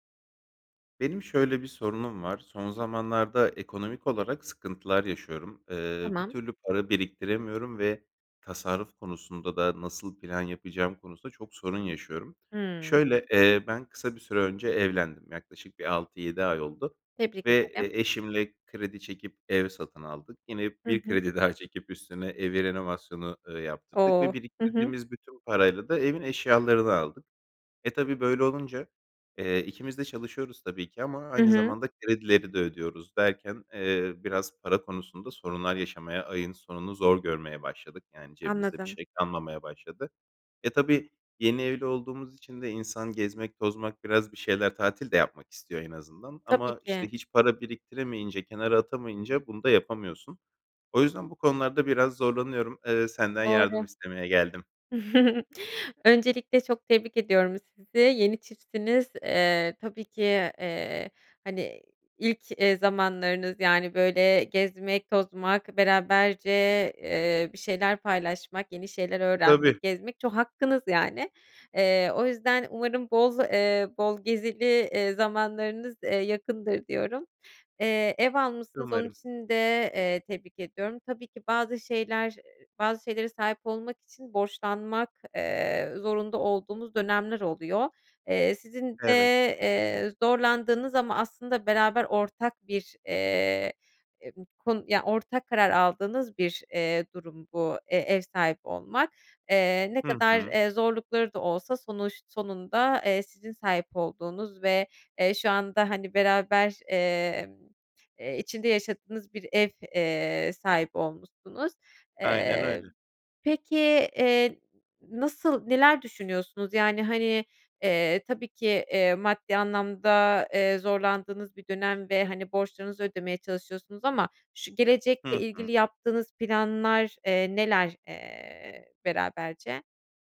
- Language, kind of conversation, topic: Turkish, advice, Düzenli tasarruf alışkanlığını nasıl edinebilirim?
- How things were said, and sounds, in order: tapping; other background noise; chuckle